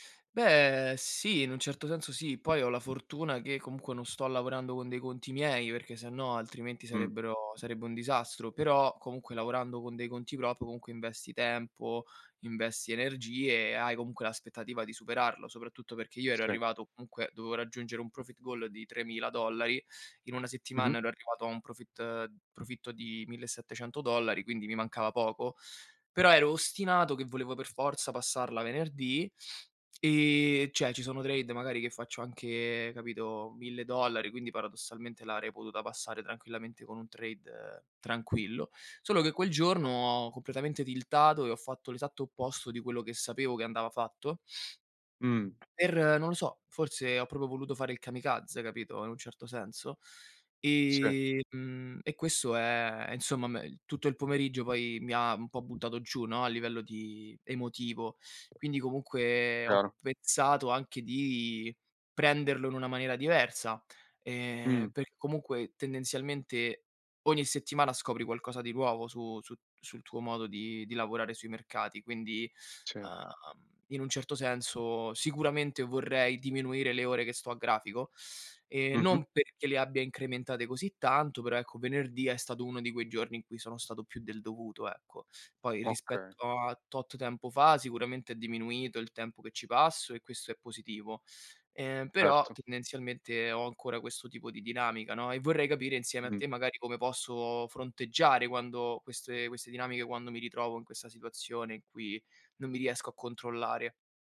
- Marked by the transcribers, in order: other background noise; in English: "profit goal"; "cioè" said as "ceh"; tapping
- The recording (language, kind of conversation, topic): Italian, advice, Come posso gestire i progressi lenti e la perdita di fiducia nei risultati?